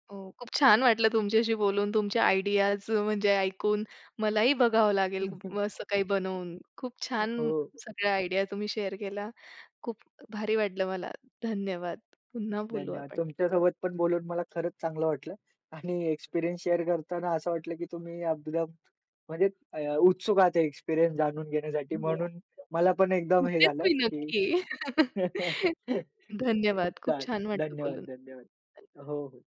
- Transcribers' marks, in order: other background noise; in English: "एक्सपिरियन्स शेअर"; in English: "एक्सपिरियन्स"; chuckle; chuckle
- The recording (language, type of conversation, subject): Marathi, podcast, घरच्या पदार्थांना वेगवेगळ्या खाद्यपद्धतींचा संगम करून नवी चव कशी देता?